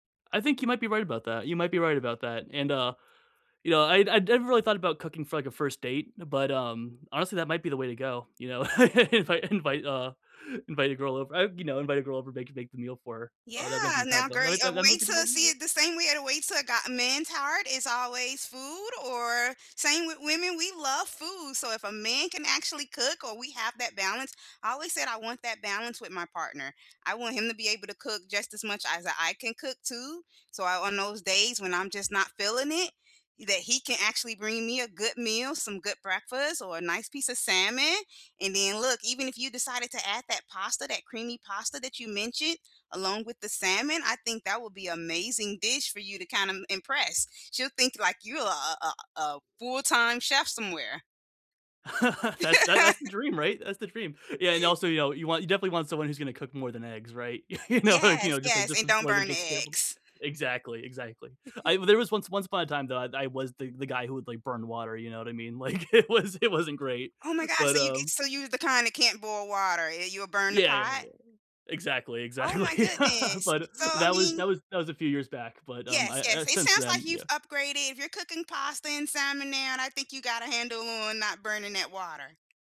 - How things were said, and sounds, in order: tapping; laugh; laughing while speaking: "If I invite"; other background noise; laugh; laughing while speaking: "You know"; chuckle; laughing while speaking: "like"; laughing while speaking: "exactly"
- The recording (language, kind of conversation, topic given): English, unstructured, Which family or community traditions shaped your childhood, and how do you keep them alive now?
- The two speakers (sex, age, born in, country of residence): female, 45-49, United States, United States; male, 30-34, United States, United States